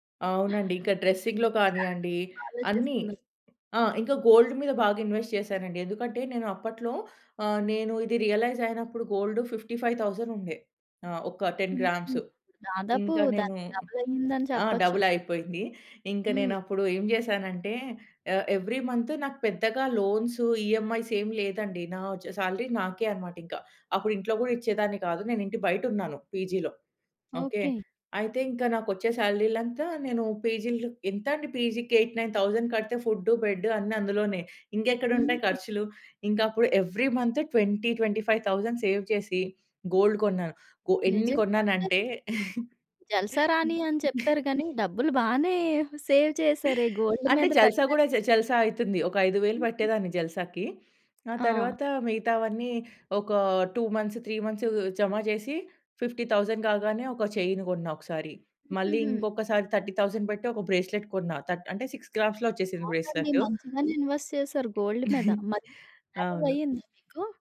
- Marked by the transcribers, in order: in English: "డ్రెసింగ్‌లో"; in English: "గోల్డ్"; in English: "ఇన్‌వెస్ట్"; in English: "రియలైజ్"; in English: "ఫిఫ్టీ ఫైవ్ థౌసండ్"; in English: "టెన్ గ్రామ్స్"; in English: "డబుల్"; in English: "ఎవ్రీ మంత్"; in English: "ఈఎమ్‌ఐస్"; in English: "సాలరీ"; in English: "పీజీ‌లో"; in English: "పీజీ"; in English: "పీజీ‌కి ఎయిట్ నైన్ థౌసండ్"; in English: "ఎవ్రీ మంత్ ట్వెంటీ ట్వెంటీ ఫైవ్ థౌసండ్ సేవ్"; in English: "గోల్డ్"; chuckle; in English: "సేవ్"; in English: "గోల్డ్"; in English: "టూ మంత్స్, త్రీ మంత్స్"; in English: "ఫిఫ్టీ థౌసండ్"; in English: "చైన్"; in English: "థర్టీ థౌసండ్"; in English: "బ్రేస్‌లెట్"; in English: "సిక్స్ గ్రామ్స్‌లో"; in English: "ఇన్‌వెస్ట్"; other background noise; chuckle; in English: "గోల్డ్"; in English: "మ్యారేజ్"
- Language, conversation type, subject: Telugu, podcast, జంటగా ఆర్థిక విషయాల గురించి సూటిగా, ప్రశాంతంగా ఎలా మాట్లాడుకోవాలి?